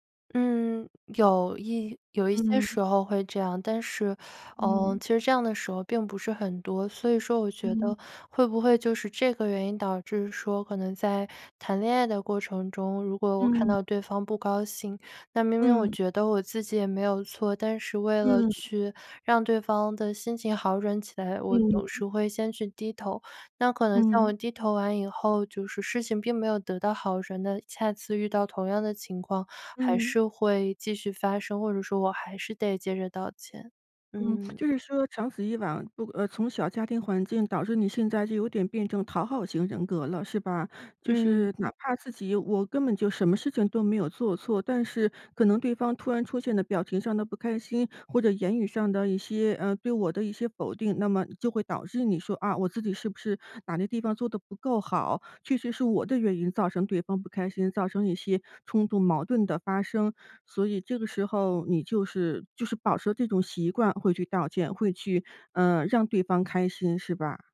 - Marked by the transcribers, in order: none
- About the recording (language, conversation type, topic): Chinese, advice, 为什么我在表达自己的意见时总是以道歉收尾？